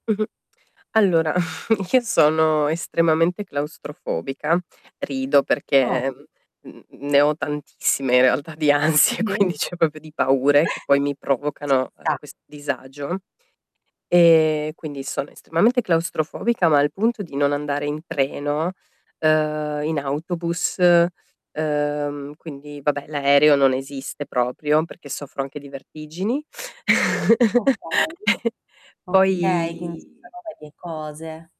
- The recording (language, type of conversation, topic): Italian, advice, Come posso gestire i pensieri ansiosi senza giudicarmi quando emergono?
- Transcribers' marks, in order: giggle; chuckle; tapping; static; laughing while speaking: "ansie, quindi ceh"; unintelligible speech; "cioè" said as "ceh"; "proprio" said as "popio"; chuckle; distorted speech; drawn out: "e"; chuckle; drawn out: "Poi"